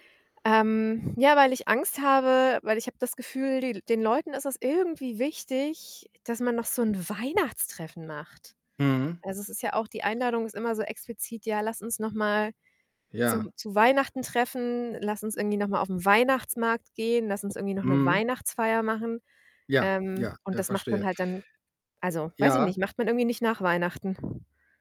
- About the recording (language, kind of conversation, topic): German, advice, Wie kann ich Einladungen höflich ablehnen, ohne Freundschaften zu belasten?
- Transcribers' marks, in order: wind; stressed: "irgendwie"; stressed: "Weihnachtstreffen"; static; other background noise; other noise